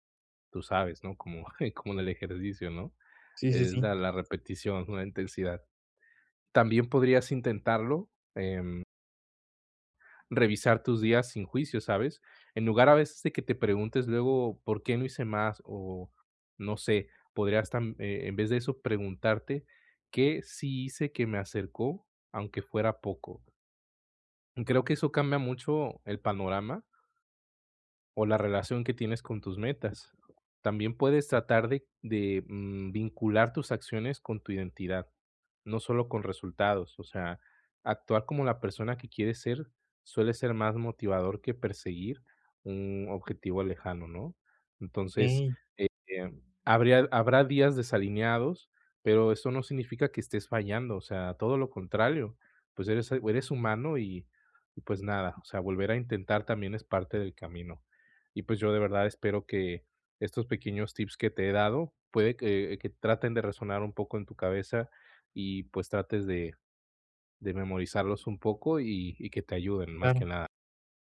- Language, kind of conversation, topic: Spanish, advice, ¿Cómo puedo alinear mis acciones diarias con mis metas?
- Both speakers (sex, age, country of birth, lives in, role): male, 20-24, Mexico, Mexico, advisor; male, 30-34, Mexico, Mexico, user
- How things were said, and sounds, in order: laughing while speaking: "como como en"